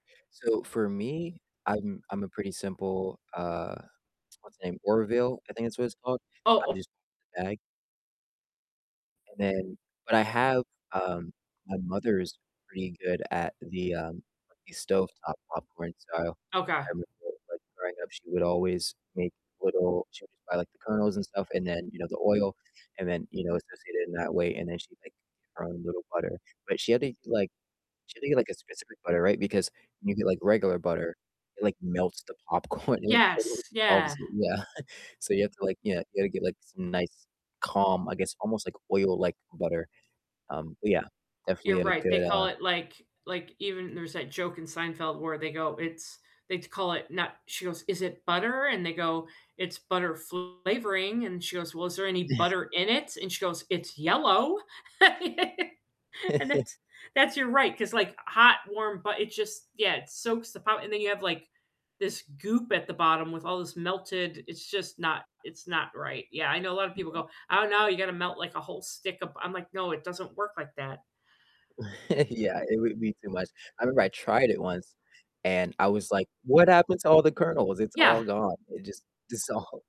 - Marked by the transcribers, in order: distorted speech; other background noise; unintelligible speech; static; laughing while speaking: "popcorn"; laughing while speaking: "y yeah"; chuckle; laugh; chuckle; laugh; laughing while speaking: "Yeah"; laughing while speaking: "dissolved"
- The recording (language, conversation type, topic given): English, unstructured, What are your weekend viewing rituals, from snacks and setup to who you watch with?